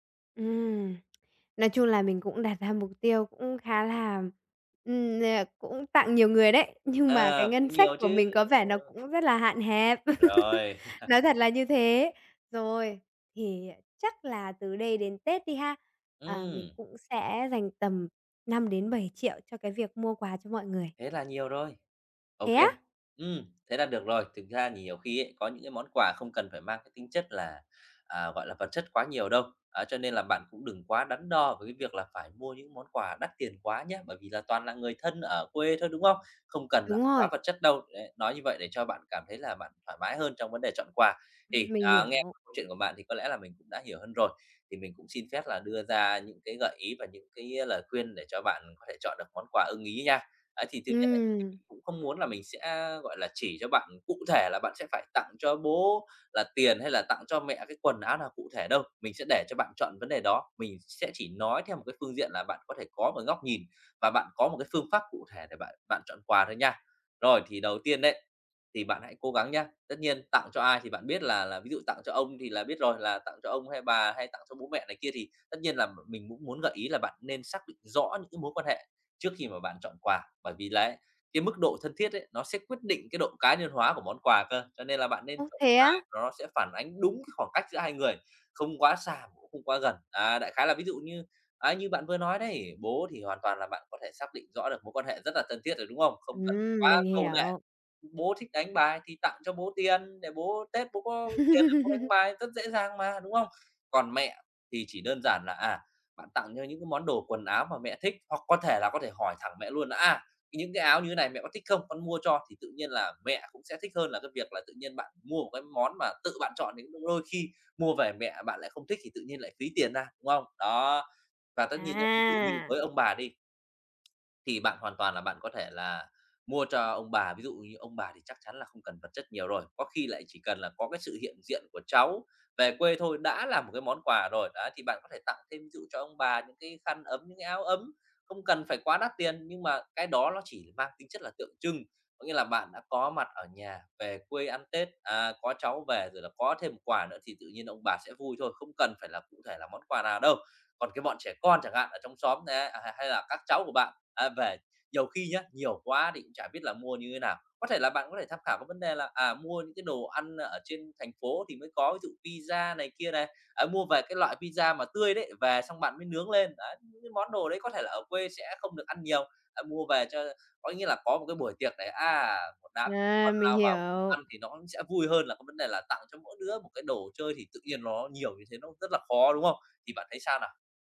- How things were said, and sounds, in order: tapping; other background noise; chuckle; laugh; laugh; unintelligible speech
- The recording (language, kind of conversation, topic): Vietnamese, advice, Bạn có thể gợi ý những món quà tặng ý nghĩa phù hợp với nhiều đối tượng khác nhau không?